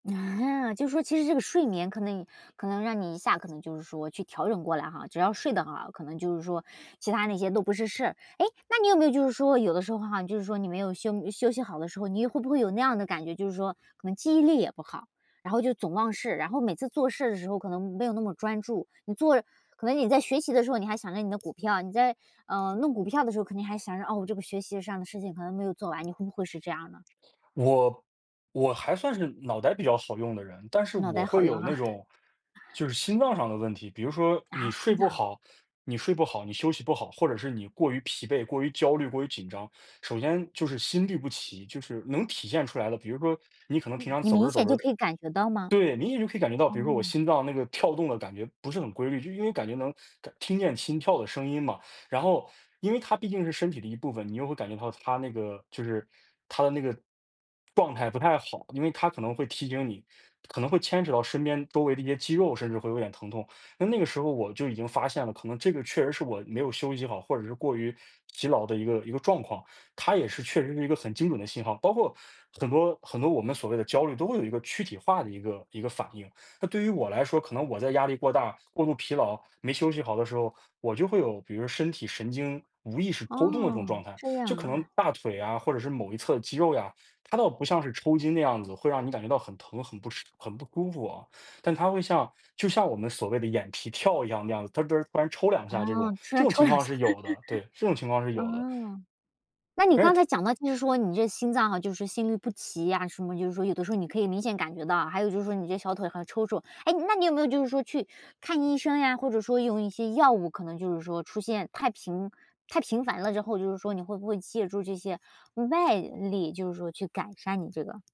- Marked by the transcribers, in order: chuckle; other background noise; laughing while speaking: "哈"; laughing while speaking: "抽两 下"; chuckle
- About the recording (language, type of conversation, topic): Chinese, podcast, 你怎么察觉自己可能过劳了？